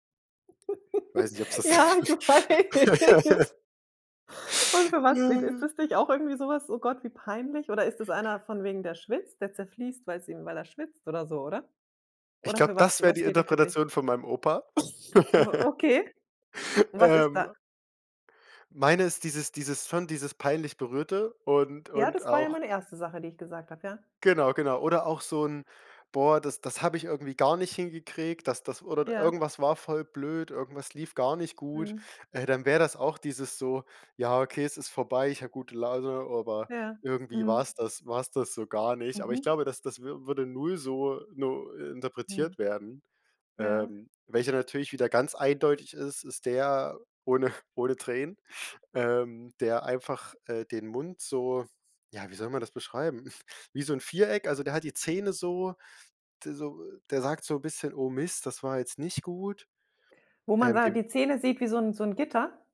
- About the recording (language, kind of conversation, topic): German, podcast, Wie tragen Emojis und Textnachrichten zu Missverständnissen bei?
- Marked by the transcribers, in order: laugh; tapping; laughing while speaking: "Ja, ich weiß"; laugh; other noise; laugh; laughing while speaking: "ohne"